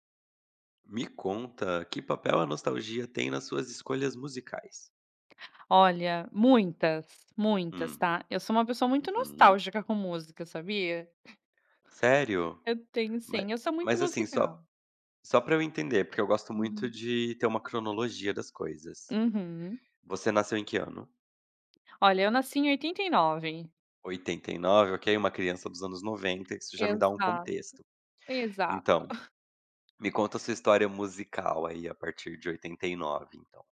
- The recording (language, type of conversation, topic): Portuguese, podcast, Questão sobre o papel da nostalgia nas escolhas musicais
- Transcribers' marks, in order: chuckle; tapping; other background noise; chuckle